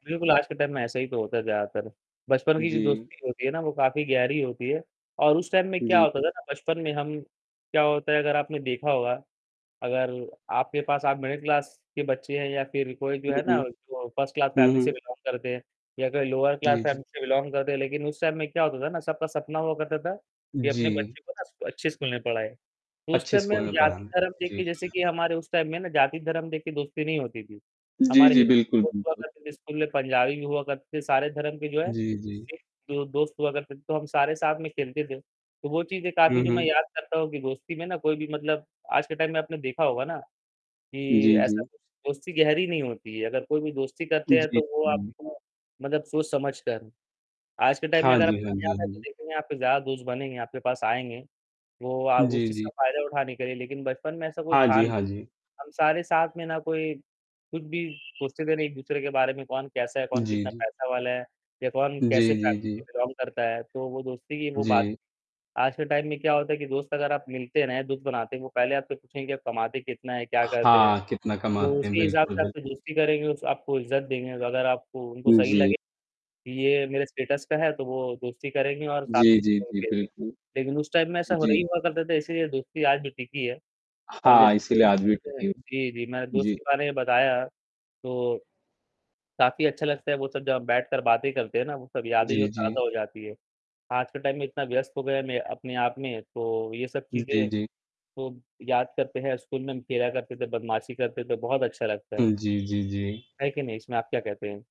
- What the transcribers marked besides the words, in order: static; in English: "टाइम"; distorted speech; in English: "मिडिल क्लास"; in English: "फर्स्ट क्लास फैमिली"; in English: "बिलॉन्ग"; in English: "लोअर क्लास फैमिली"; in English: "बिलॉन्ग"; in English: "टाइम"; in English: "टाइम"; in English: "टाइम"; tapping; unintelligible speech; in English: "टाइम"; unintelligible speech; in English: "टाइम"; in English: "फॅमिली"; in English: "बिलॉन्ग"; in English: "टाइम"; other background noise; in English: "स्टेटस"; unintelligible speech; in English: "टाइम"; unintelligible speech; in English: "टाइम"; horn
- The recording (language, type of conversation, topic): Hindi, unstructured, आपके बचपन की सबसे यादगार दोस्ती कौन-सी थी?